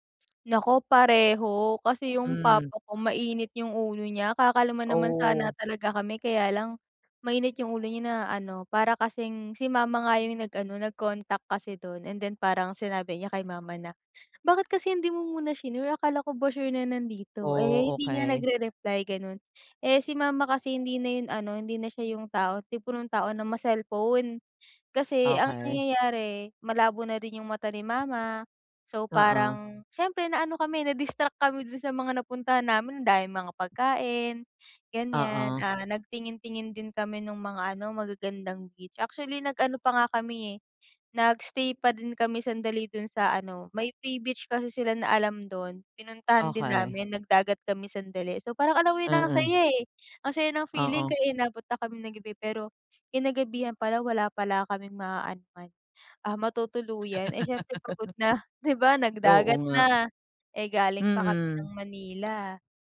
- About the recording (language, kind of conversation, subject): Filipino, advice, Paano mo mababawasan ang stress at mas maayos na mahaharap ang pagkaantala sa paglalakbay?
- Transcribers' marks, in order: laugh